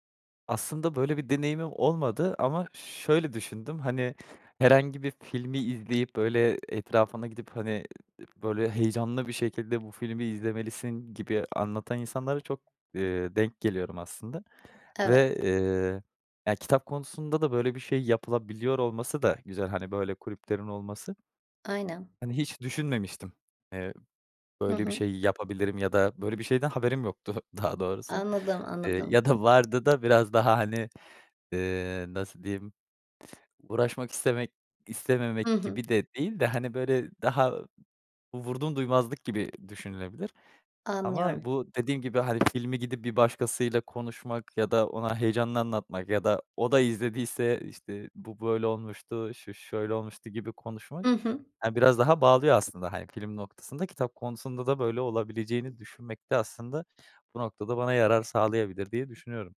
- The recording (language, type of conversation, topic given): Turkish, advice, Her gün düzenli kitap okuma alışkanlığı nasıl geliştirebilirim?
- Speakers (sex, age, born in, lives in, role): female, 30-34, Turkey, Netherlands, advisor; male, 25-29, Turkey, Netherlands, user
- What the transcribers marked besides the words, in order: other background noise; tapping